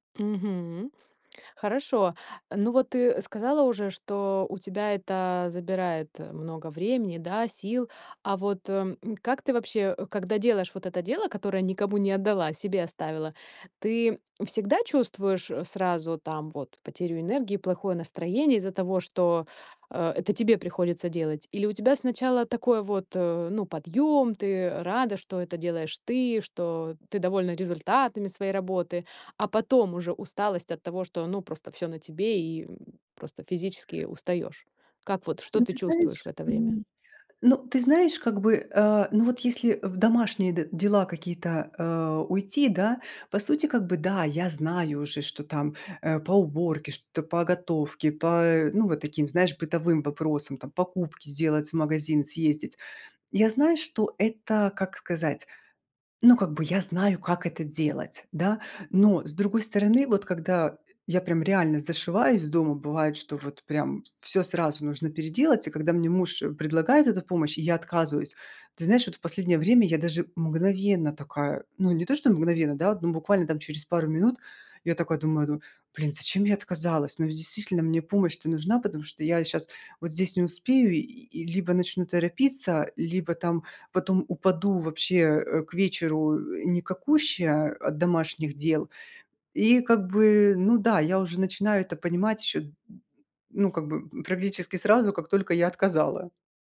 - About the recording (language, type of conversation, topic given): Russian, advice, Как научиться говорить «нет» и перестать постоянно брать на себя лишние обязанности?
- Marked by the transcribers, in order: other background noise; tapping